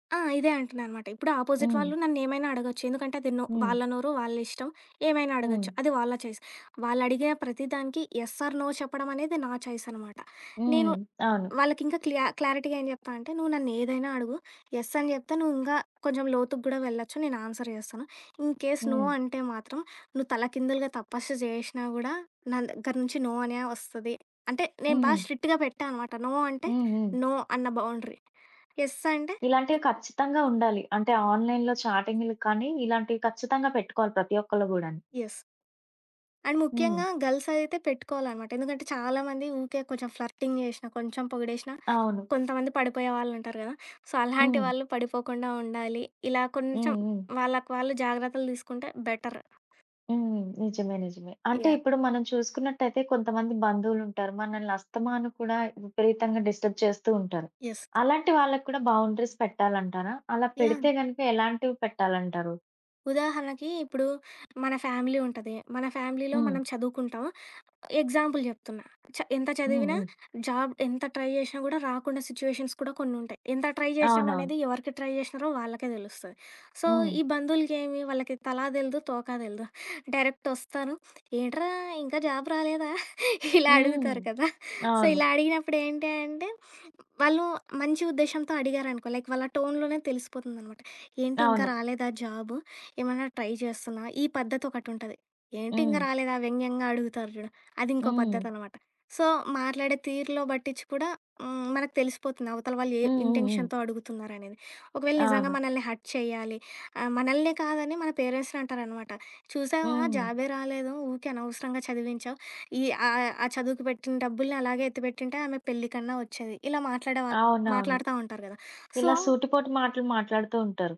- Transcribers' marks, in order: in English: "ఆపోజిట్"; in English: "చాయిస్"; in English: "యెస్ ఆర్ నో"; tapping; in English: "క్లారిటీగా"; other background noise; in English: "యెస్"; in English: "ఇన్‌కేస్ నో"; in English: "నో"; in English: "స్ట్రిక్ట్‌గా"; in English: "నో"; in English: "నో"; in English: "బౌండరీ"; in English: "ఆన్‌లైన్‌లో"; in English: "యెస్"; in English: "గర్ల్స్"; in English: "ఫ్లర్టింగ్"; in English: "సో"; in English: "డిస్టర్బ్"; in English: "యెస్"; in English: "బౌండరీస్"; in English: "ఫ్యామిలీ"; in English: "ఫ్యామిలీలో"; in English: "ఎగ్జాంపుల్"; in English: "జాబ్"; in English: "ట్రై"; in English: "సిట్యుయేషన్స్"; in English: "ట్రై"; in English: "ట్రై"; in English: "సో"; laughing while speaking: "ఇలా అడుగుతారు కదా!"; in English: "సో"; in English: "లైక్"; in English: "టోన్‌లోనే"; in English: "ట్రై"; in English: "సో"; in English: "ఇంటెన్షన్‌తో"; in English: "హర్ట్"; in English: "పేరెంట్స్‌ని"; in English: "సో"
- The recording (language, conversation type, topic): Telugu, podcast, ఎవరితోనైనా సంబంధంలో ఆరోగ్యకరమైన పరిమితులు ఎలా నిర్ణయించి పాటిస్తారు?